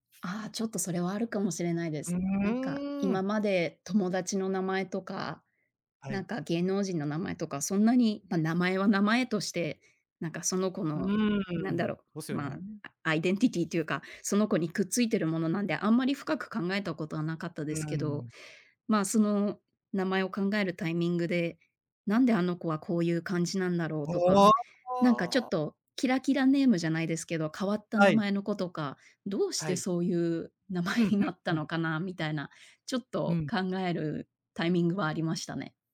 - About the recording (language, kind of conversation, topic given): Japanese, podcast, 自分の名前に込められた話、ある？
- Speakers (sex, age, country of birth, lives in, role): female, 30-34, Japan, United States, guest; male, 35-39, Japan, Japan, host
- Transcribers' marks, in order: in English: "アイデンティティー"; laughing while speaking: "名前に"